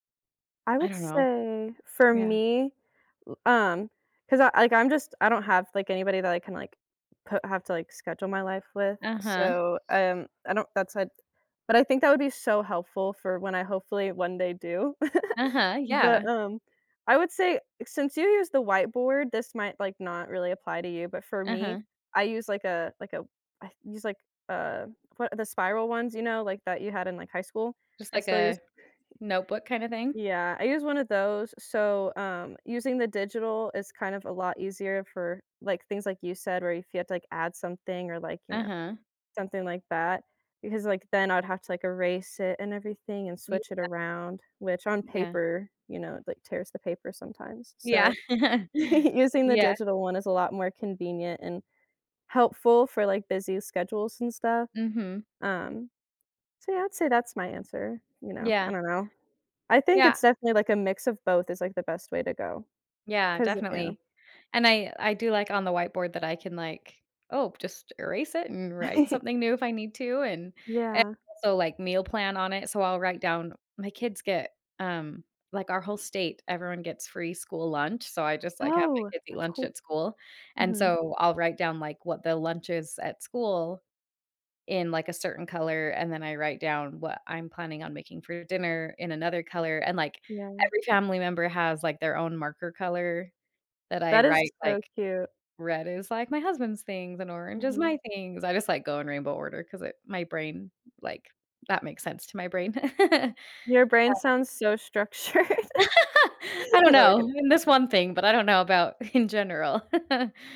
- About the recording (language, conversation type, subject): English, unstructured, How do your planning tools shape the way you stay organized and productive?
- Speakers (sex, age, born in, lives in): female, 20-24, United States, United States; female, 35-39, United States, United States
- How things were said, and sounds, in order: other background noise; chuckle; chuckle; tapping; chuckle; chuckle; laughing while speaking: "structured"; laugh; laughing while speaking: "in"; chuckle